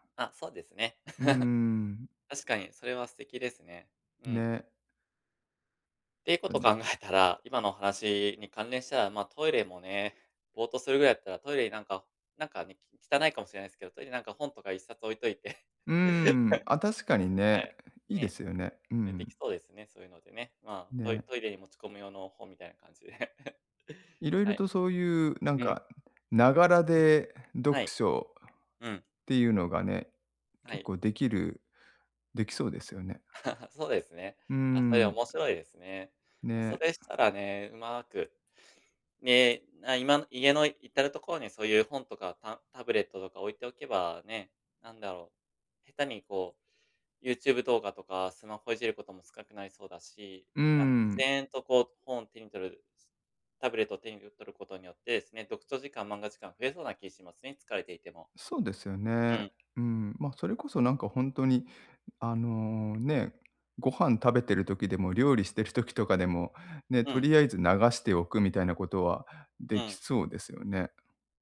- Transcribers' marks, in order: laugh; laugh; laugh; other background noise; laugh
- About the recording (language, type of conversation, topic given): Japanese, advice, 仕事や家事で忙しくて趣味の時間が取れないとき、どうすれば時間を確保できますか？